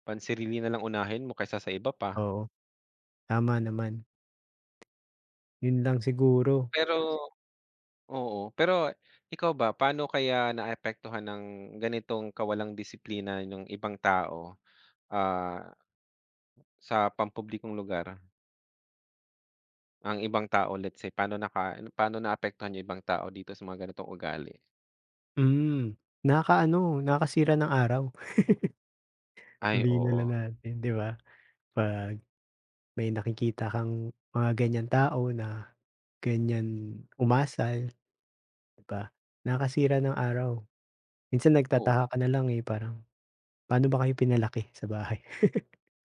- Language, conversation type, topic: Filipino, unstructured, Ano ang palagay mo tungkol sa kawalan ng disiplina sa mga pampublikong lugar?
- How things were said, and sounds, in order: background speech; in English: "let's say"; chuckle; chuckle